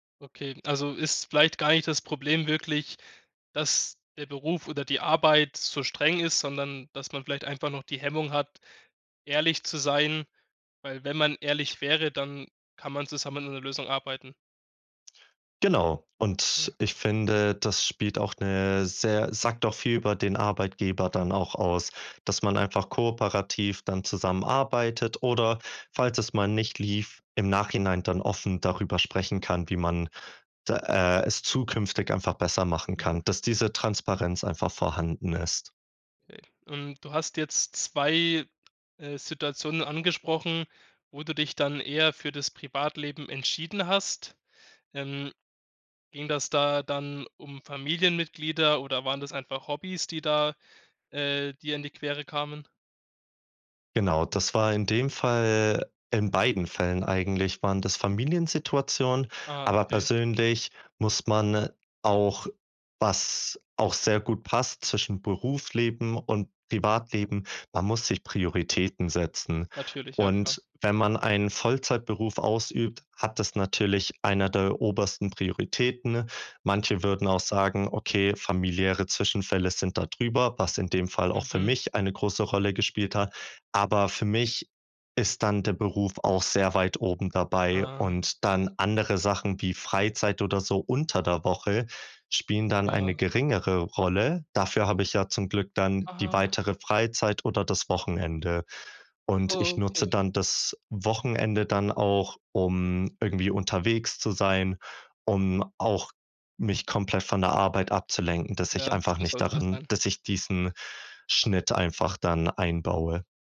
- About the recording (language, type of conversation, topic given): German, podcast, Wie entscheidest du zwischen Beruf und Privatleben?
- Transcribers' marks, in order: none